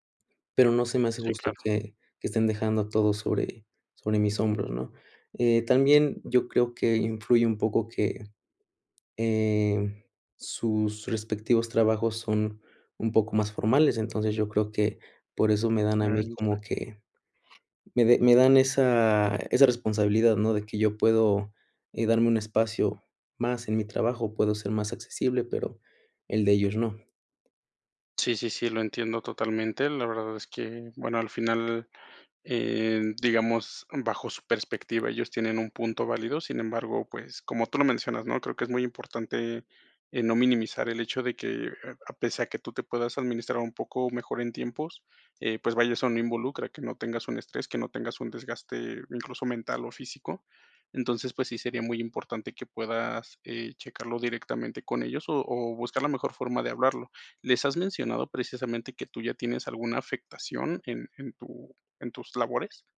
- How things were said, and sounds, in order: other background noise
- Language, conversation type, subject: Spanish, advice, ¿Cómo puedo cuidar a un familiar enfermo que depende de mí?